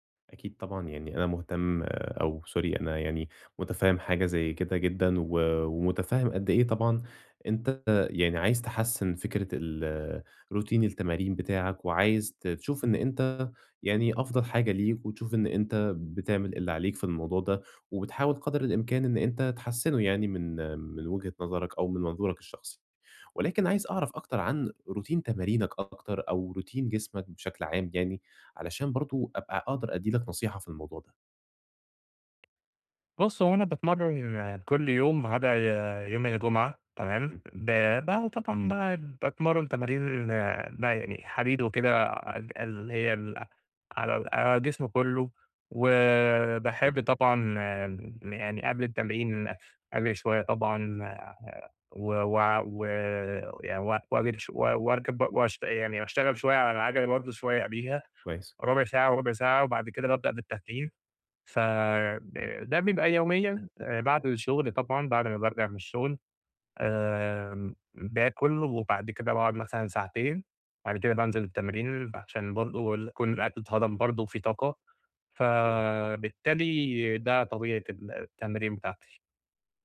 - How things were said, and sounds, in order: in English: "routine"; tapping; in English: "routine"; in English: "routine"
- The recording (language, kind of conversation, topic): Arabic, advice, ازاي أتعلم أسمع إشارات جسمي وأظبط مستوى نشاطي اليومي؟